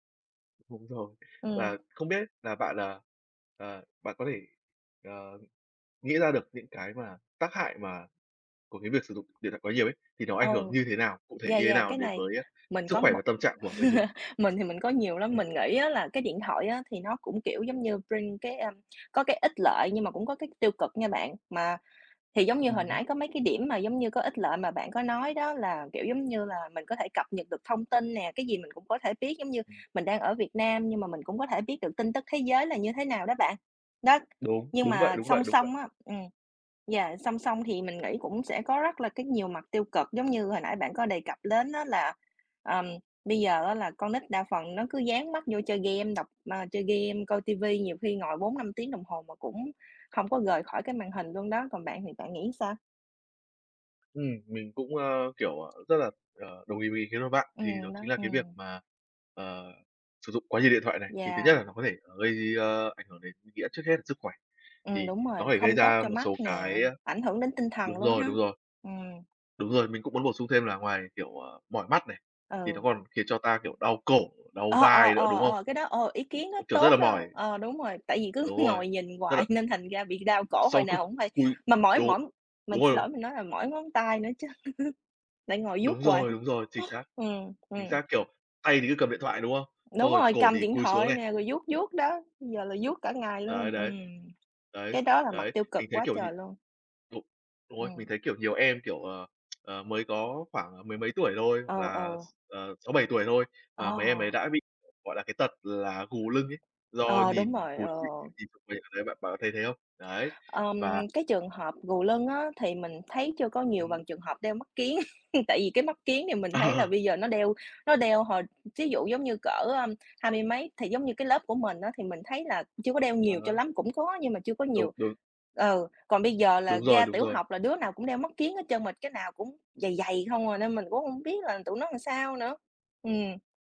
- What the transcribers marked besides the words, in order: tapping; laugh; in English: "bring"; other background noise; laughing while speaking: "ngồi"; laughing while speaking: "thành ra"; laughing while speaking: "đau"; laugh; tsk; unintelligible speech; laugh; laughing while speaking: "Ờ"; "làm" said as "ừn"
- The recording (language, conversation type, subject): Vietnamese, unstructured, Bạn nghĩ sao về việc dùng điện thoại quá nhiều mỗi ngày?